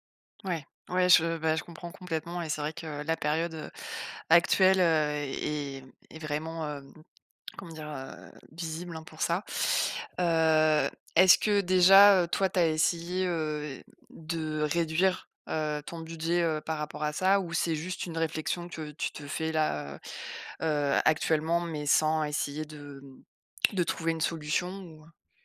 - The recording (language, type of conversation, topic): French, advice, Comment gérer la pression sociale de dépenser pour des événements sociaux ?
- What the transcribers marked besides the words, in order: tapping